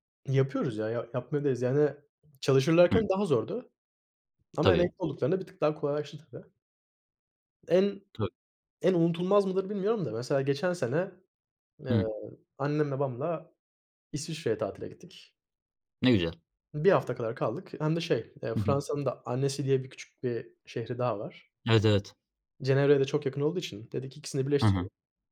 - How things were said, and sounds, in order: other background noise; tapping
- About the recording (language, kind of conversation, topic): Turkish, unstructured, En unutulmaz aile tatiliniz hangisiydi?